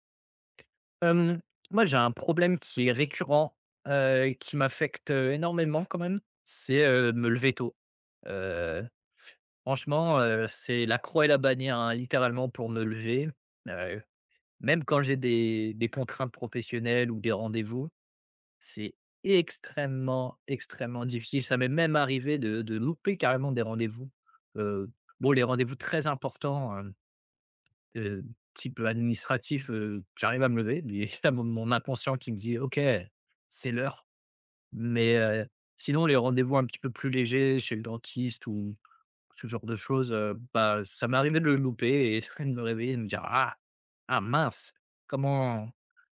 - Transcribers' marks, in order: stressed: "extrêmement"; stressed: "très"; chuckle
- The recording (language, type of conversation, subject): French, advice, Incapacité à se réveiller tôt malgré bonnes intentions